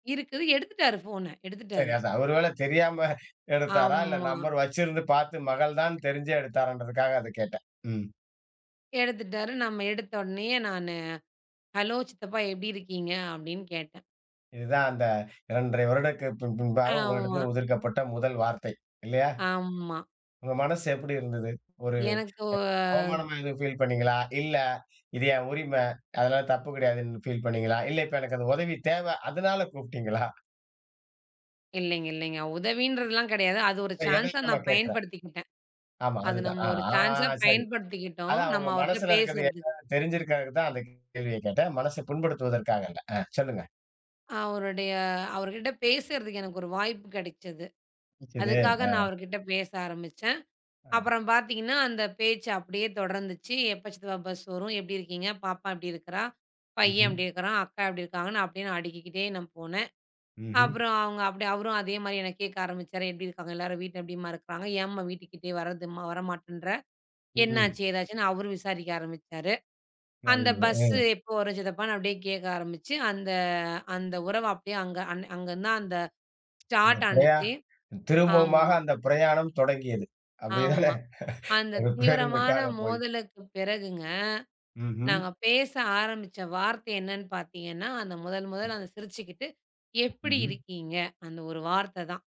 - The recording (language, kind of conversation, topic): Tamil, podcast, தீவிரமான மோதலுக்குப் பிறகு உரையாடலை மீண்டும் தொடங்க நீங்கள் எந்த வார்த்தைகளைப் பயன்படுத்துவீர்கள்?
- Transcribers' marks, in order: laughing while speaking: "தெரியாம எடுத்தாரா, இல்ல நம்பர் வச்சிருந்து பாத்து"; drawn out: "ஆமா"; "வருடத்திற்கு" said as "வருடக்கு"; other noise; in English: "ஃபீல்"; laughing while speaking: "கூப்டீங்களா?"; in English: "சான்சா"; other background noise; in English: "ஸ்டார்டானுச்சு"; laughing while speaking: "அப்டித்தானே? ஒரு பேருந்துக்காகப் போய்"